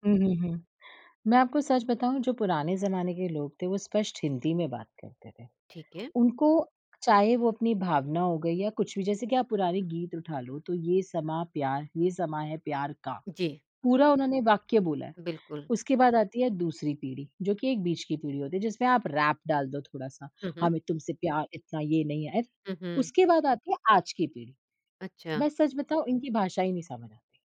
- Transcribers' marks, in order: tapping
- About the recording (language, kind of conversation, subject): Hindi, podcast, इमोजी या व्यंग्य के इस्तेमाल से कब भ्रम पैदा होता है, और ऐसे में आप क्या कहना चाहेंगे?